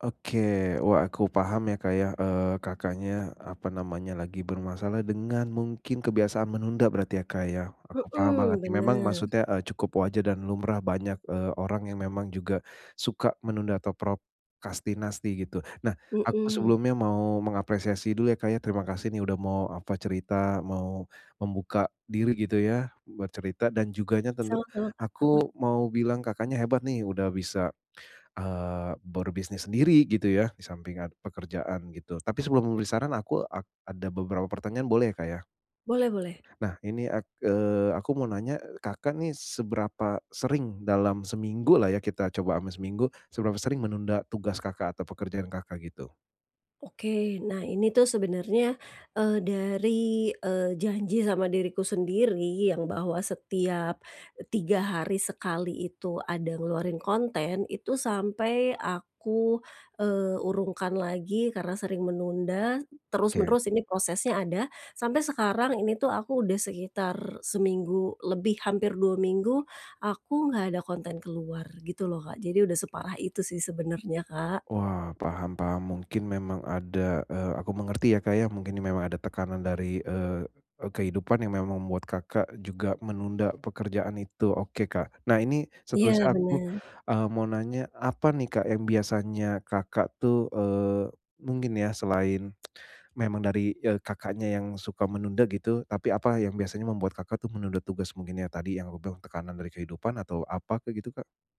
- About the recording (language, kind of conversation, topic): Indonesian, advice, Bagaimana cara berhenti menunda dan mulai menyelesaikan tugas?
- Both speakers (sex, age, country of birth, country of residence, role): female, 45-49, Indonesia, Indonesia, user; male, 35-39, Indonesia, Indonesia, advisor
- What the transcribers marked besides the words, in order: "prokrastinasi" said as "prokastinasti"; tapping; other background noise; tsk